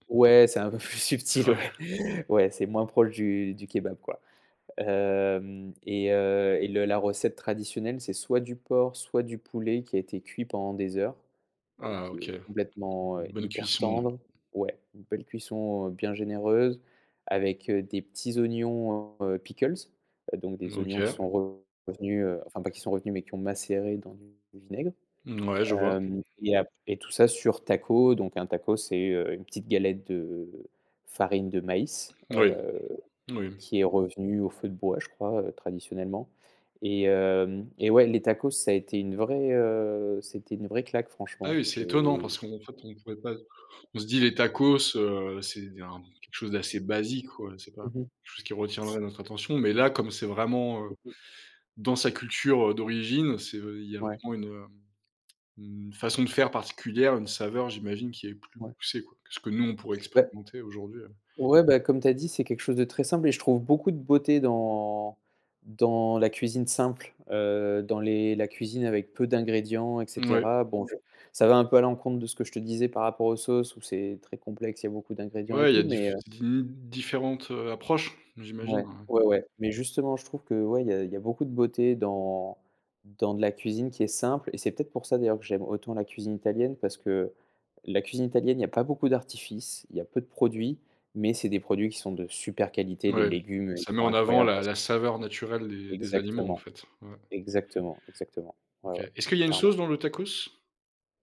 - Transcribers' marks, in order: laughing while speaking: "plus subtil, ouais"; laughing while speaking: "Ouais"; tapping; other background noise; stressed: "super qualité"
- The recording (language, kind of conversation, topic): French, podcast, As-tu une astuce pour rattraper une sauce ratée ?